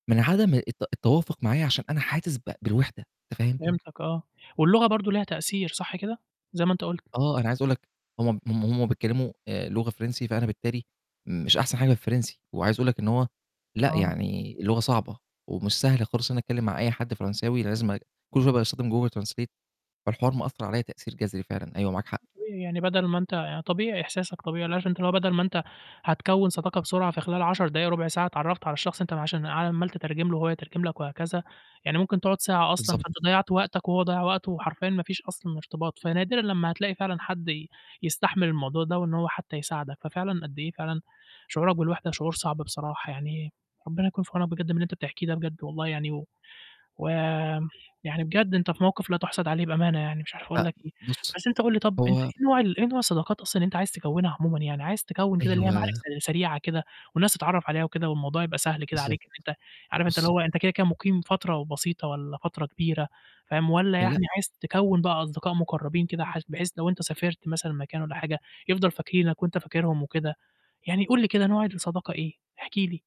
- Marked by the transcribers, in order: "حاسس" said as "حاتس"; in English: "google translate"; static; other background noise
- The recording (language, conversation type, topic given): Arabic, advice, ازاي بتتعامل/بتتعاملي مع احساسك بالوحدة وغياب الصحاب في المكان الجديد؟